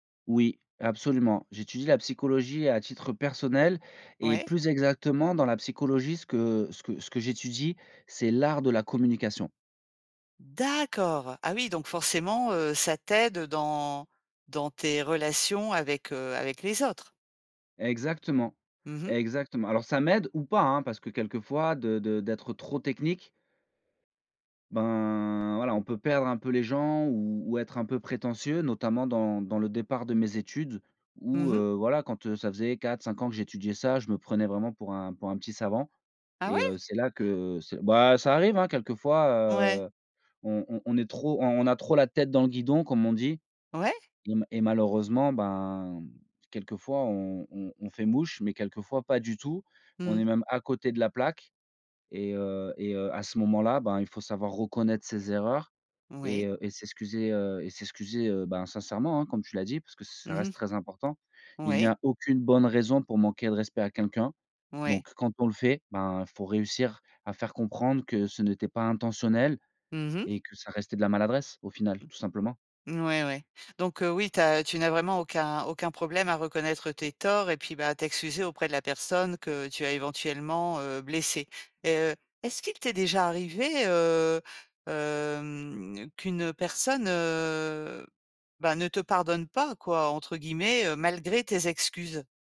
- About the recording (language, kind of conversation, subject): French, podcast, Comment reconnaître ses torts et s’excuser sincèrement ?
- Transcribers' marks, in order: stressed: "D'accord"; stressed: "pas"; surprised: "Ah ouais ?"; tapping; stressed: "bah, ça arrive"; other background noise; drawn out: "hem"; drawn out: "heu"